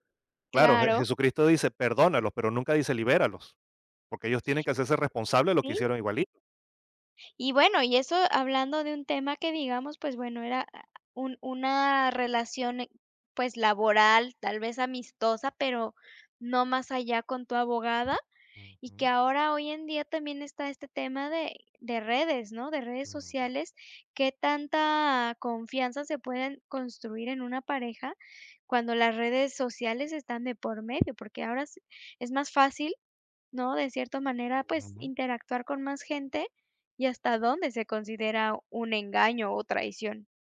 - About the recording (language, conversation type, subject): Spanish, podcast, ¿Cómo se construye la confianza en una pareja?
- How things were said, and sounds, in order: other background noise; tapping